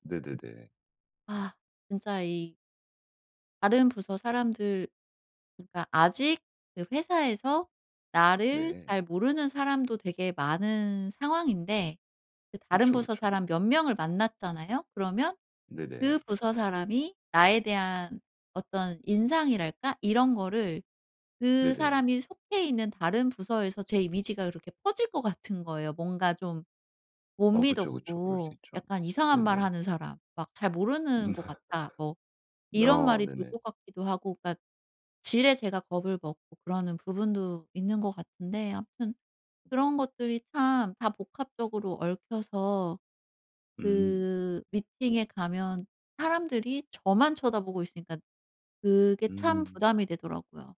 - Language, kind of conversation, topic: Korean, advice, 그룹에서 다른 사람들이 나를 무시할까 봐 두려운데, 내 의견을 어떻게 자연스럽게 말할 수 있을까요?
- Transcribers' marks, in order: laughing while speaking: "음"; laugh; other background noise; tapping